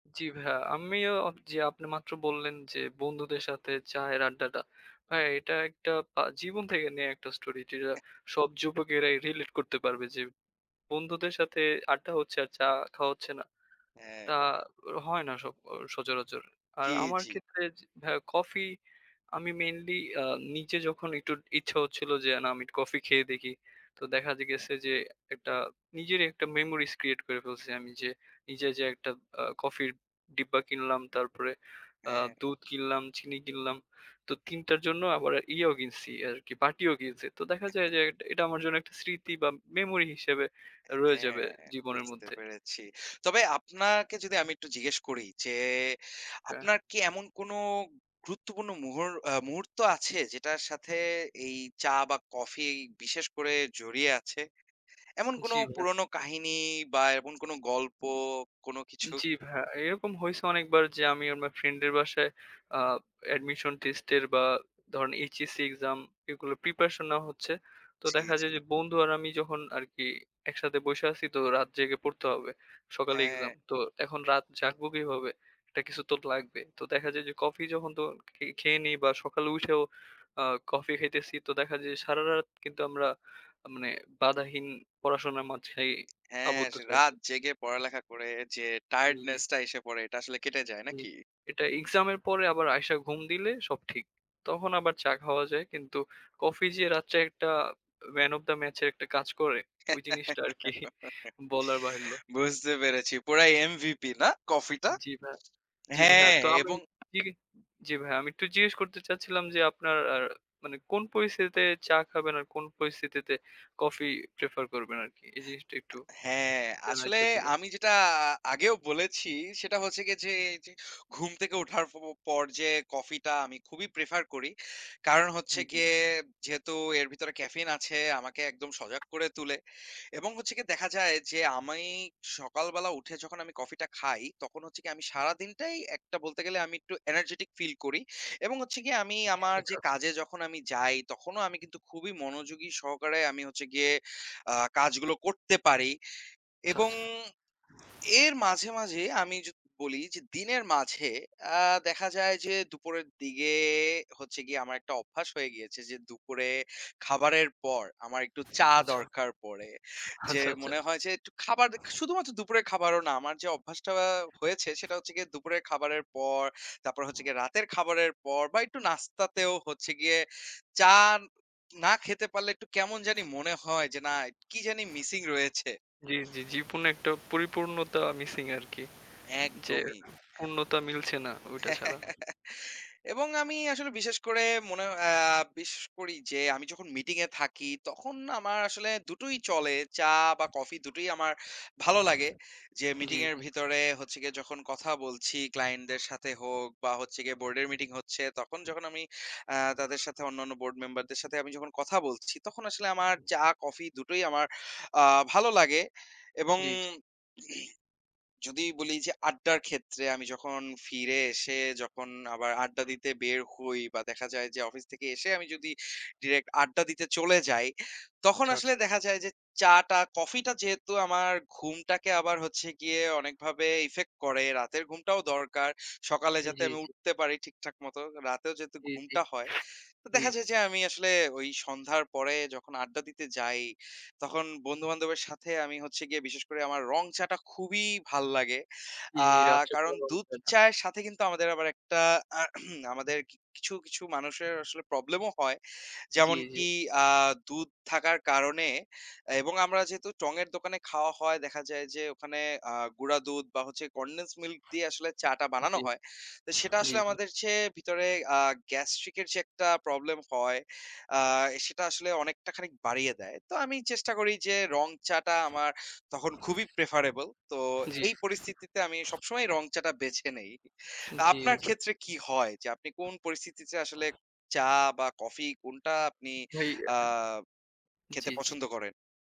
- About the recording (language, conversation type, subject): Bengali, unstructured, চা আর কফির মধ্যে আপনার প্রথম পছন্দ কোনটি?
- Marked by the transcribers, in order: other background noise; unintelligible speech; chuckle; tapping; giggle; laughing while speaking: "আরকি"; unintelligible speech; laugh; unintelligible speech; throat clearing; "আচ্ছা, আচ্ছা" said as "চ্ছা, চ্ছা"; unintelligible speech; throat clearing